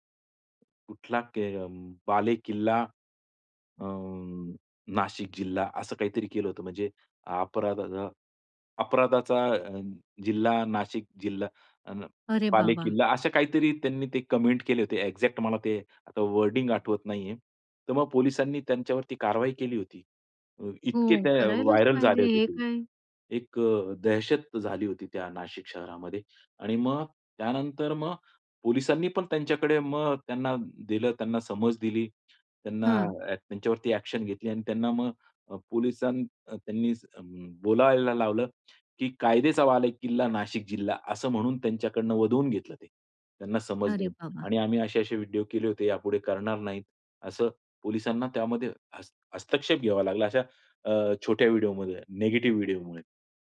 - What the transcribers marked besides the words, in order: other background noise; in English: "कमेंट"; in English: "एक्झॅक्ट"; in English: "वर्डिंग"; in English: "व्हायरल"; in English: "ॲक्शन"; in English: "नेगेटिव्ह"
- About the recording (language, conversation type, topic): Marathi, podcast, लघु व्हिडिओंनी मनोरंजन कसं बदललं आहे?